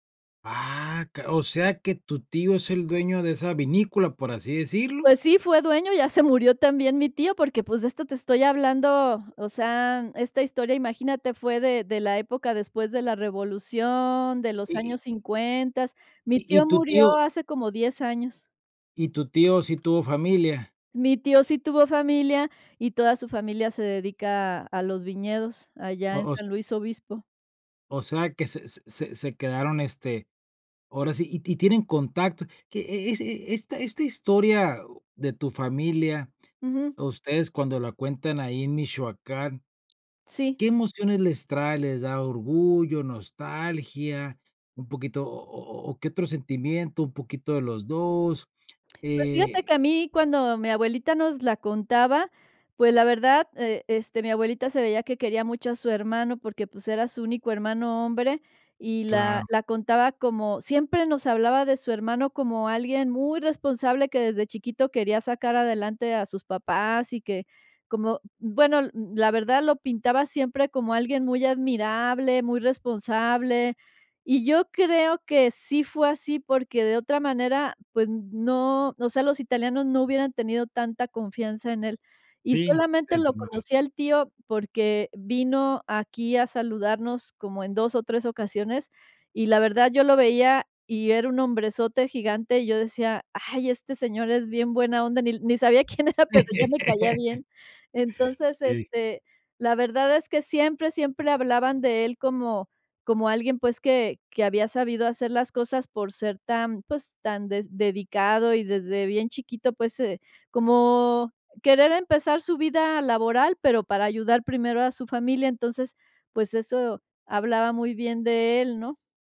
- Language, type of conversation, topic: Spanish, podcast, ¿Qué historias de migración se cuentan en tu familia?
- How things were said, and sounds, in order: unintelligible speech; unintelligible speech; laugh; laughing while speaking: "quién era"